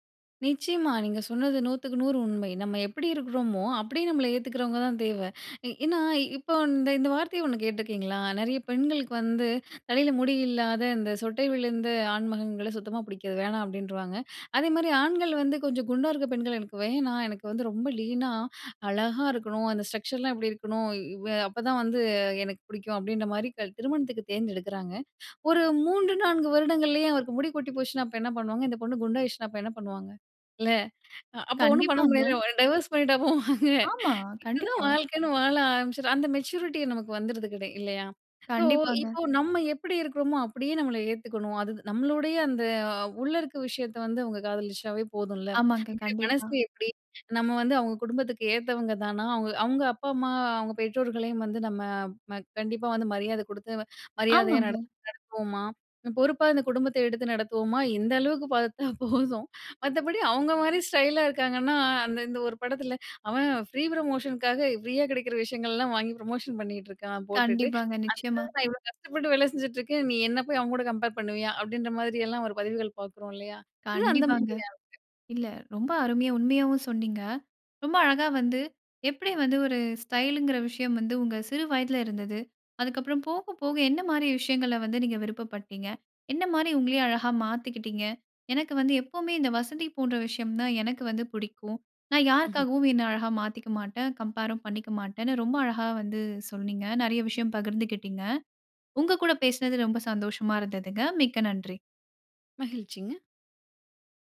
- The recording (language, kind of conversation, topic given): Tamil, podcast, சில நேரங்களில் ஸ்டைலை விட வசதியை முன்னிலைப்படுத்துவீர்களா?
- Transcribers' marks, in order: in English: "லீனா"; in English: "ஸ்ட்ரக்சர்லாம்"; laughing while speaking: "ஒண்ணும் பண்ண முடியாதுல. டைவோர்ஸ் பண்ணிட்டா போவாங்க!"; in English: "டைவோர்ஸ்"; in English: "மெச்சூரிட்டி"; in English: "ஸோ"; laughing while speaking: "இந்த அளவுக்கு பார்த்தா போதும். மத்தபடி அவங்க மாரி ஸ்டைலா இருக்காங்கன்னா"; in English: "ஃப்ரீ ப்ரமோஷனுக்காக ஃப்ரீயா"; in English: "ப்ரமோஷன்"; laughing while speaking: "அதுக்கு நான் இவ்வளோ கஷ்டப்பட்டு வேலை … கூட கம்பேர் பண்ணுவியா"; in English: "கம்பேர்"; in English: "கம்பேரும்"